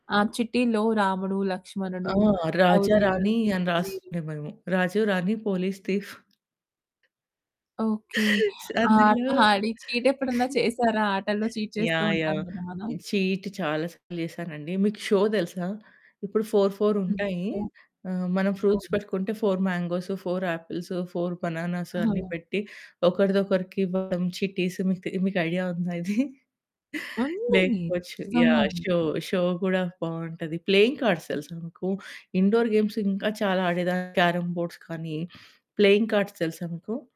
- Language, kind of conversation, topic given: Telugu, podcast, మీ చిన్నప్పటి స్థానిక ఆటల గురించి చెప్పగలరా?
- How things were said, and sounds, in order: other background noise; unintelligible speech; in English: "పోలీస్, థీఫ్"; laughing while speaking: "అందులో"; in English: "చీట్"; in English: "చీట్"; in English: "చీట్"; in English: "షో"; in English: "ఫోర్ ఫోర్"; in English: "ఫ్రూట్స్"; distorted speech; in English: "ఫోర్"; in English: "సో"; in English: "ఫోర్"; in English: "ఫోర్"; static; in English: "చిట్టిస్"; giggle; in English: "షో. షో"; in English: "ప్లేయింగ్ కార్డ్స్"; unintelligible speech; in English: "ఇండోర్ గేమ్స్"; in English: "క్యారమ్ బోర్డ్స్"; in English: "ప్లేయింగ్ కార్డ్స్"